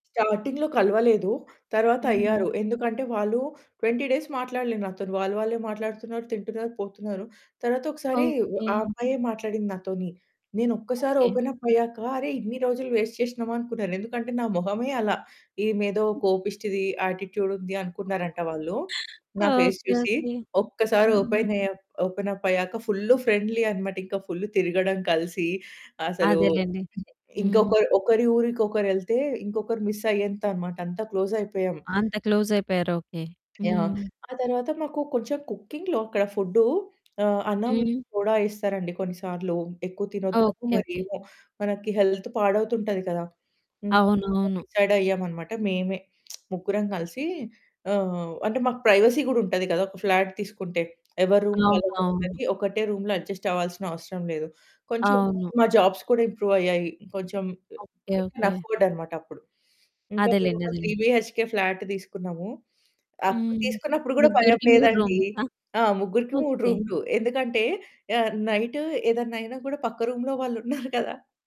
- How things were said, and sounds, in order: in English: "చాటింగ్‌లో"; static; in English: "ట్వెంటీ డేస్"; in English: "ఓపెన్ అప్"; in English: "వేస్ట్"; chuckle; in English: "ఫేస్"; in English: "ఓపెన్ ఏ అప్, ఓపెన్ అప్"; in English: "ఫుల్ ఫ్రెండ్లీ"; in English: "ఫుల్"; in English: "మిస్"; in English: "క్లోజ్"; other background noise; in English: "కుకింగ్‌లో"; distorted speech; in English: "సోడా"; in English: "హెల్త్"; unintelligible speech; lip smack; in English: "ప్రైవసీ"; in English: "ఫ్లాట్"; in English: "రూమ్"; in English: "రూమ్‌లో అడ్జస్ట్"; unintelligible speech; in English: "జాబ్స్"; in English: "ఇంప్రూవ్"; in English: "వీ కెన్ అఫోర్డ్"; in English: "త్రీ బీహెచ్‌కే ఫ్లాట్"; in English: "రూమ్‌లో"; chuckle
- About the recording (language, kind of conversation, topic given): Telugu, podcast, మీ మొట్టమొదటి ఒంటరి రాత్రి మీకు ఎలా అనిపించింది?